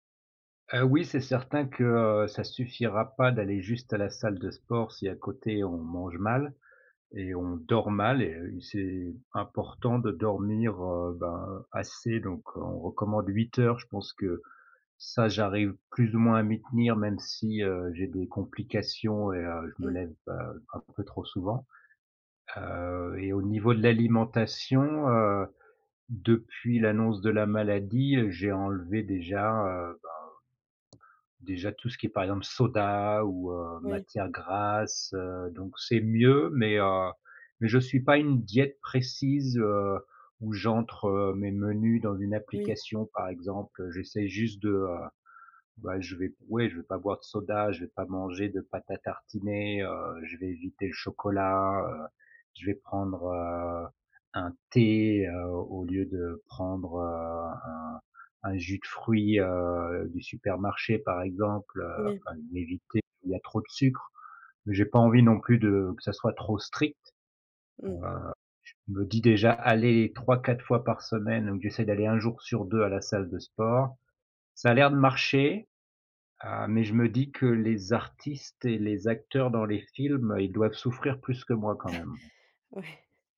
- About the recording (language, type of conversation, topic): French, podcast, Quel loisir te passionne en ce moment ?
- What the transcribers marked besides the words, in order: tapping; stressed: "strict"; chuckle; laughing while speaking: "Ouais"